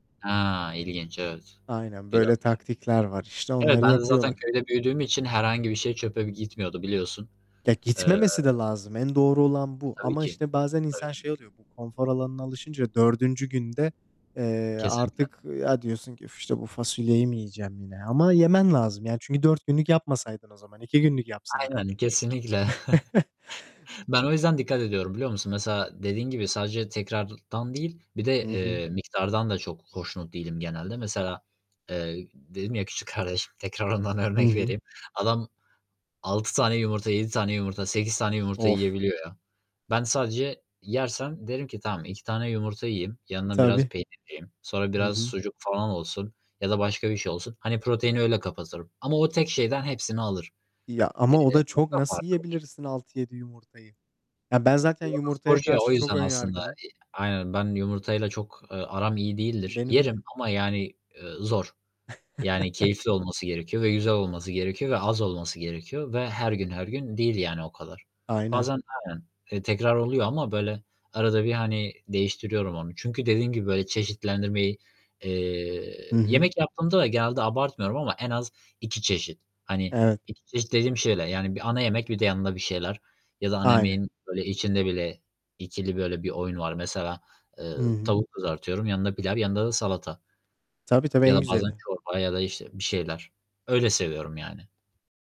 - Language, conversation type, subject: Turkish, unstructured, Sence evde yemek yapmak mı yoksa dışarıda yemek yemek mi daha iyi?
- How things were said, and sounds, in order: static; distorted speech; other background noise; chuckle; laughing while speaking: "küçük kardeşim, tekrar ondan örnek vereyim"; tapping; unintelligible speech; chuckle